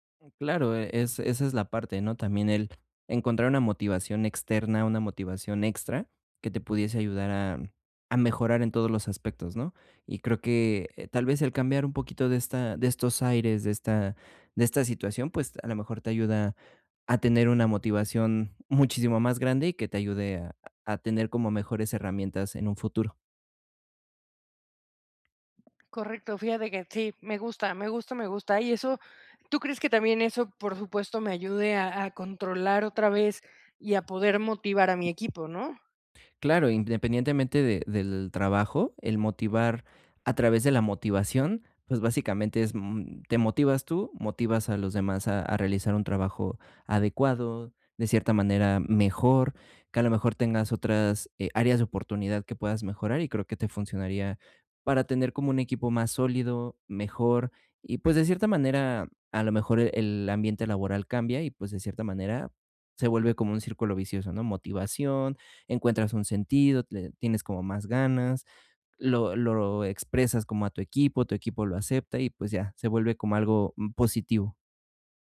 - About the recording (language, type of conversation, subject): Spanish, advice, ¿Cómo puedo mantener la motivación y el sentido en mi trabajo?
- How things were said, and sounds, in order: other background noise; tapping